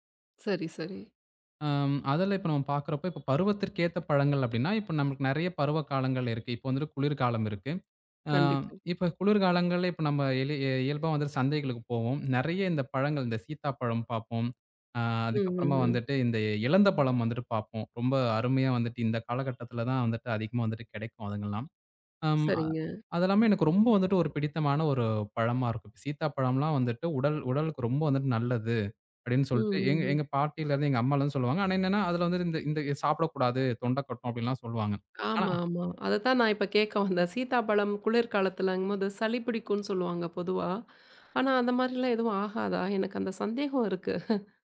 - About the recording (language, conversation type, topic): Tamil, podcast, பருவத்துக்கேற்ப பழங்களை வாங்கி சாப்பிட்டால் என்னென்ன நன்மைகள் கிடைக்கும்?
- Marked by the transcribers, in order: horn; other background noise; laughing while speaking: "கேட்க வந்தேன்"; chuckle